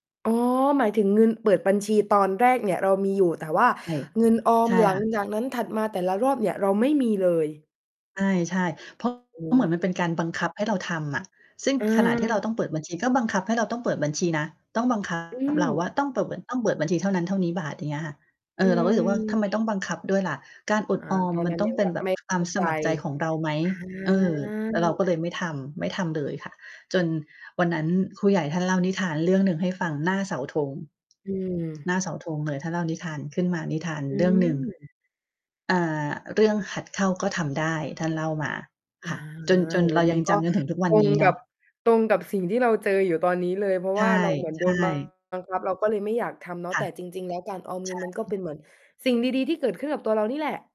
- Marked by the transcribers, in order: distorted speech; other background noise; tapping; static; drawn out: "อา"
- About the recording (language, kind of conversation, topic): Thai, podcast, ครูคนไหนที่ทำให้คุณเปลี่ยนมุมมองเรื่องการเรียนมากที่สุด?
- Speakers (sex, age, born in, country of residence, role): female, 20-24, Thailand, Thailand, host; female, 45-49, Thailand, Thailand, guest